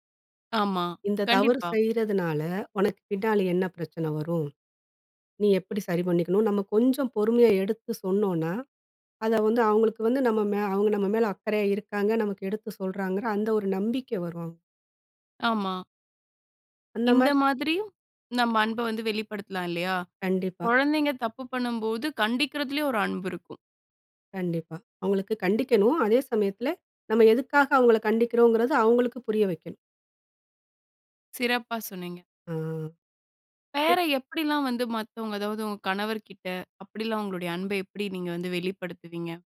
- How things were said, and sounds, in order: whistle; "கண்டிக்கிறதிலேயே" said as "கண்டிக்கிறதிலியு"
- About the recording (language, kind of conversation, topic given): Tamil, podcast, அன்பை வெளிப்படுத்தும்போது சொற்களையா, செய்கைகளையா—எதையே நீங்கள் அதிகம் நம்புவீர்கள்?